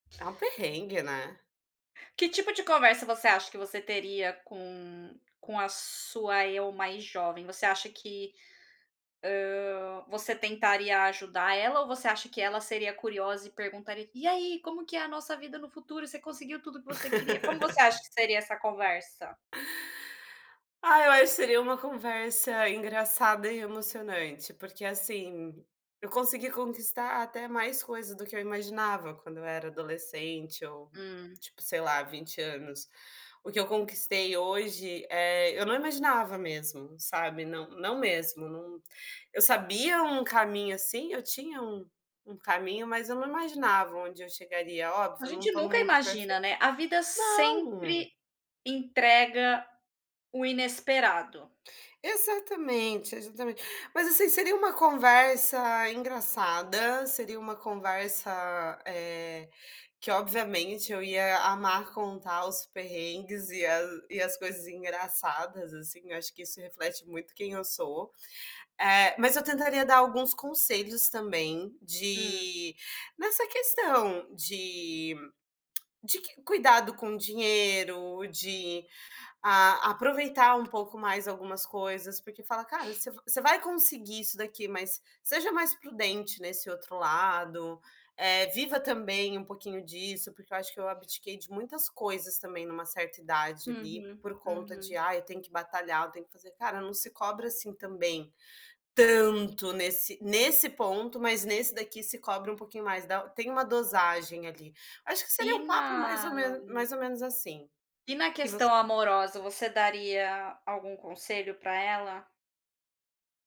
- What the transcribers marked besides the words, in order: laugh; tapping; tongue click; sniff; stressed: "tanto"; stressed: "nesse"; drawn out: "na"
- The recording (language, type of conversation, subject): Portuguese, unstructured, Qual conselho você daria para o seu eu mais jovem?